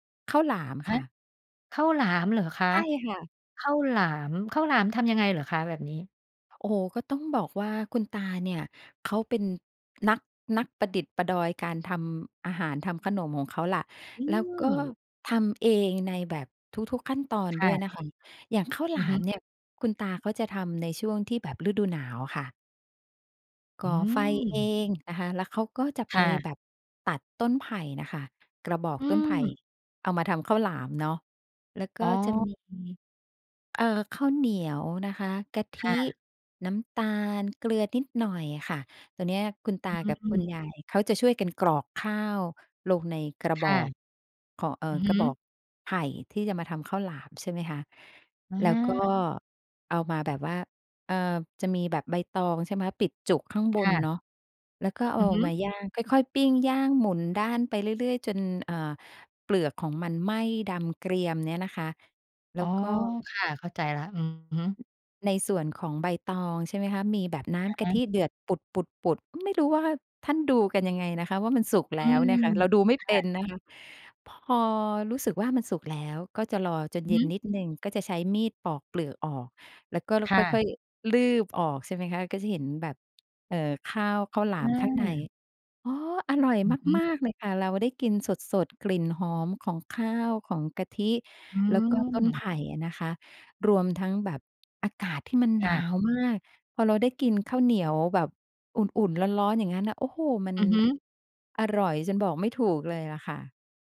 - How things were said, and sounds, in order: other background noise
- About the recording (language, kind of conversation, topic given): Thai, podcast, อาหารจานไหนที่ทำให้คุณคิดถึงคนในครอบครัวมากที่สุด?